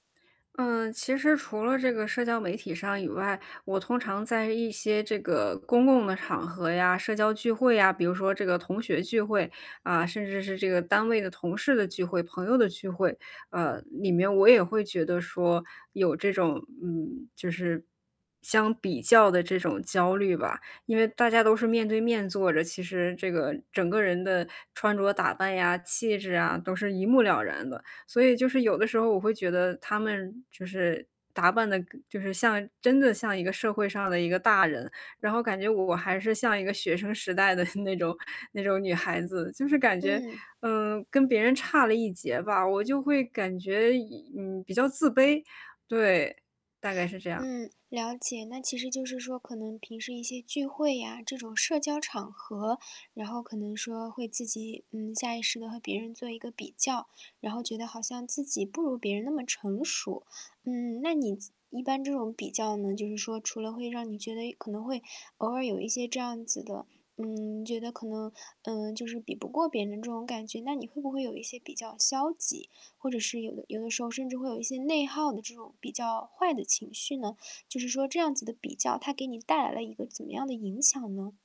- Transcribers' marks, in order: chuckle; static
- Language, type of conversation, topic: Chinese, advice, 我想建立内在价值感，但总是拿物质和别人比较，该怎么办？